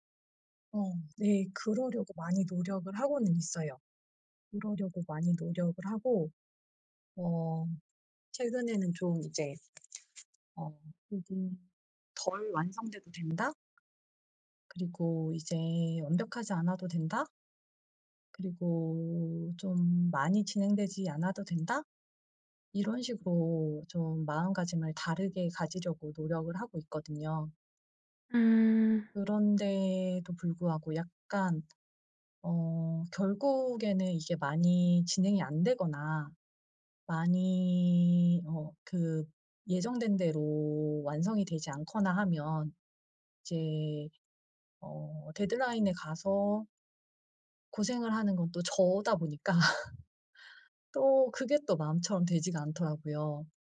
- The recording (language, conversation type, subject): Korean, advice, 일과 삶의 균형 문제로 번아웃 직전이라고 느끼는 상황을 설명해 주실 수 있나요?
- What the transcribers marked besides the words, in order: other background noise; laugh